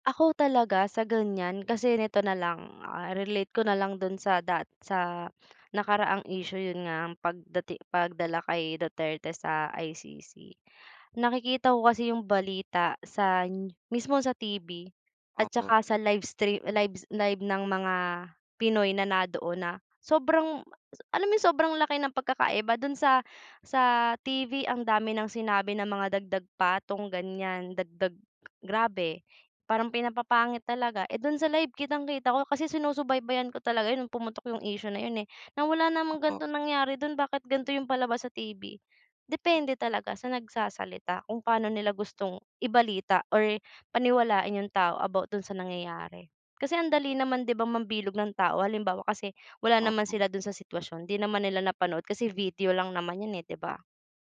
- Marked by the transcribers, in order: none
- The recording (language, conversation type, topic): Filipino, unstructured, Sa tingin mo, dapat bang kilalanin ng bansa ang mga pagkakamali nito sa nakaraan?